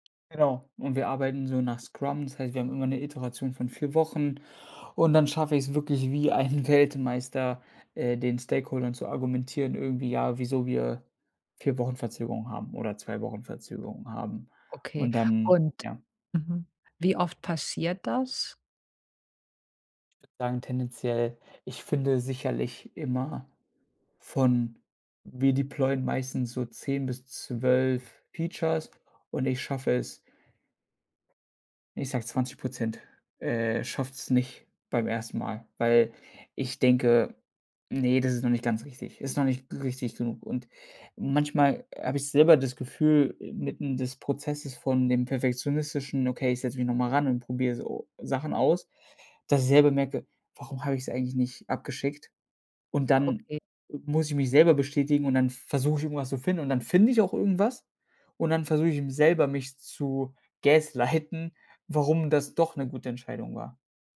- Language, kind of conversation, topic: German, advice, Wie blockiert mich Perfektionismus bei der Arbeit und warum verzögere ich dadurch Abgaben?
- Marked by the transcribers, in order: laughing while speaking: "ein"; in English: "deployen"; other background noise; laughing while speaking: "gaslighten"